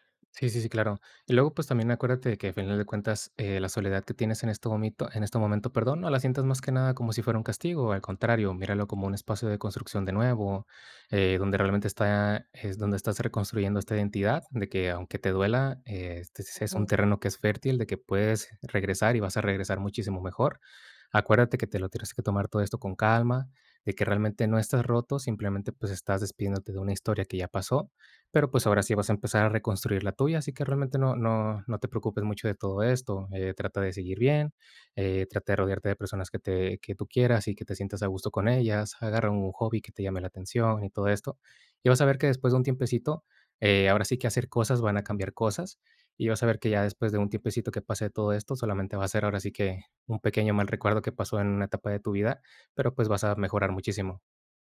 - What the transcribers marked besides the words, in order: "momento" said as "momito"; other background noise; tapping
- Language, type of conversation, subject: Spanish, advice, ¿Cómo puedo recuperar mi identidad tras una ruptura larga?